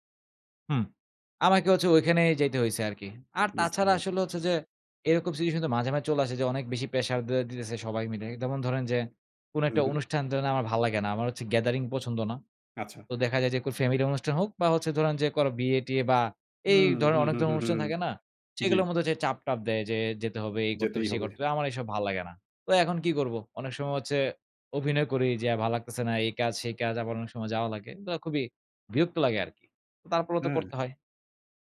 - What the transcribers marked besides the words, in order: horn
- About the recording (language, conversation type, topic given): Bengali, podcast, পরিবার বা সমাজের চাপের মধ্যেও কীভাবে আপনি নিজের সিদ্ধান্তে অটল থাকেন?